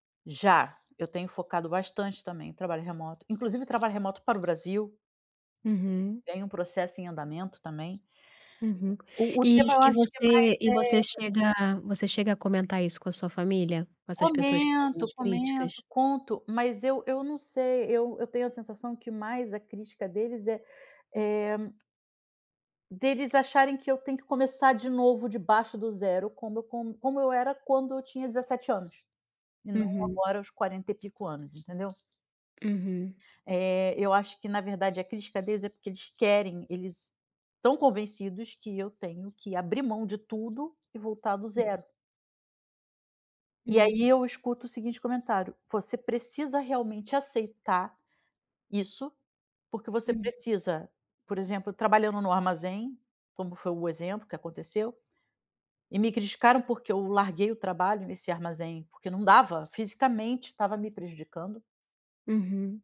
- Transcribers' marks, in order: other background noise; tapping; tongue click; door
- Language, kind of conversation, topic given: Portuguese, advice, Como lidar com as críticas da minha família às minhas decisões de vida em eventos familiares?